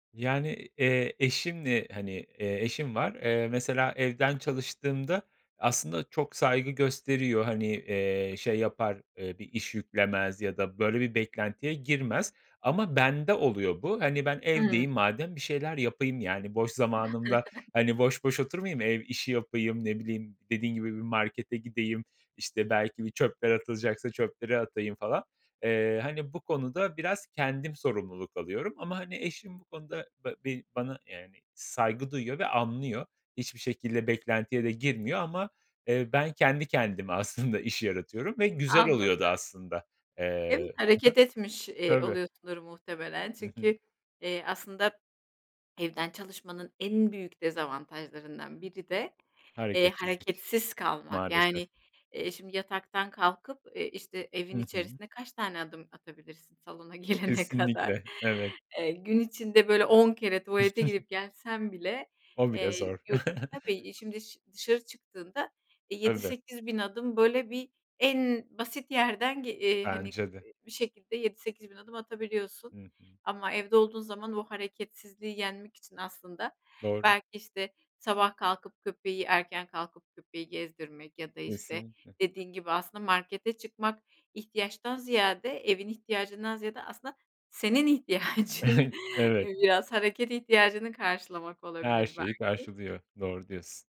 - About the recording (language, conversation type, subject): Turkish, podcast, Uzaktan çalışmanın artıları ve eksileri sana göre nelerdir?
- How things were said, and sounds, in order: other background noise; chuckle; tapping; laughing while speaking: "aslında"; swallow; laughing while speaking: "girene kadar"; chuckle; chuckle; laughing while speaking: "ihtiyacın"; chuckle